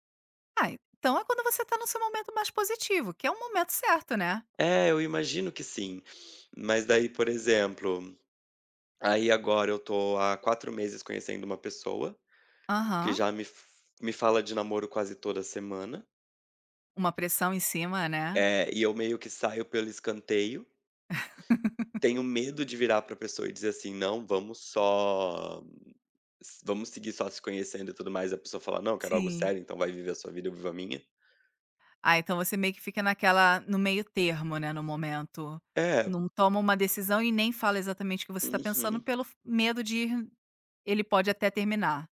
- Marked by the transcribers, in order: laugh
- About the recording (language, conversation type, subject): Portuguese, advice, Como você descreveria sua crise de identidade na meia-idade?